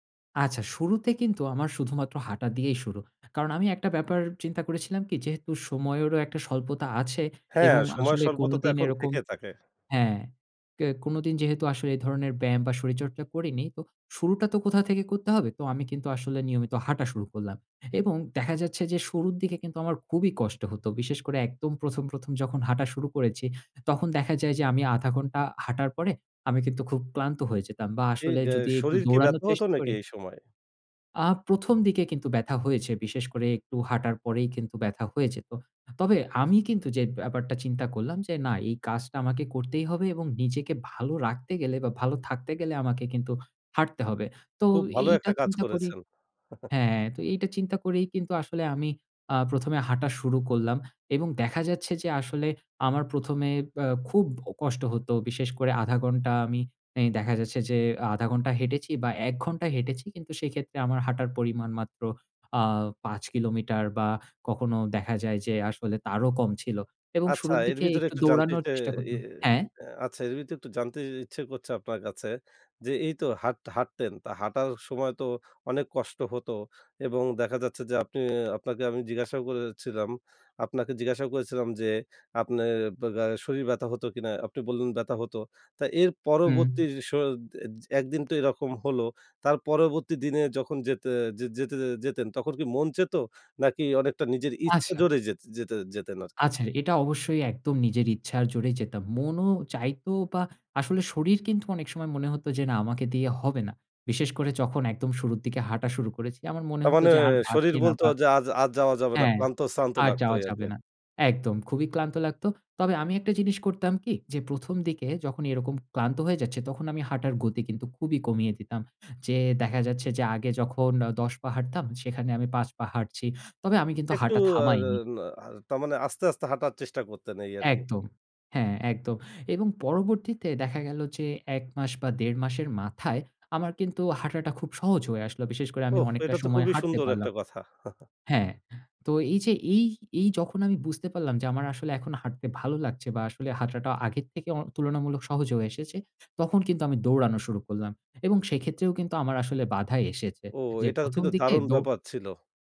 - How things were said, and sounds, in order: chuckle; tapping; "আপনার" said as "আপনের"; chuckle
- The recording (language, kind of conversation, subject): Bengali, podcast, তুমি কীভাবে নিয়মিত হাঁটা বা ব্যায়াম চালিয়ে যাও?